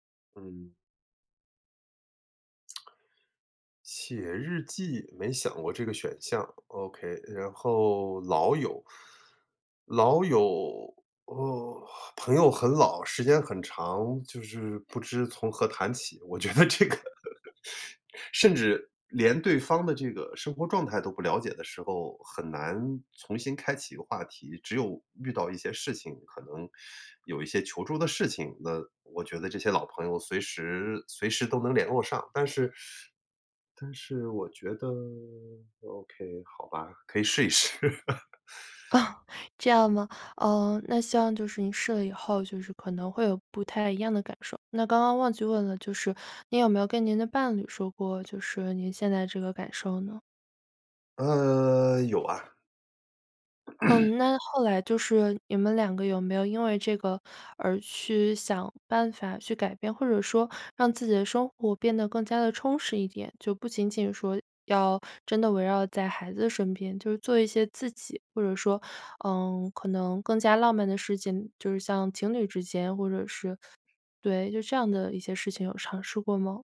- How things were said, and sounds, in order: in English: "OK"; teeth sucking; laughing while speaking: "我觉得这个"; laugh; teeth sucking; teeth sucking; in English: "OK"; laughing while speaking: "试一试"; chuckle; teeth sucking; tapping; throat clearing
- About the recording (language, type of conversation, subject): Chinese, advice, 子女离家后，空巢期的孤独感该如何面对并重建自己的生活？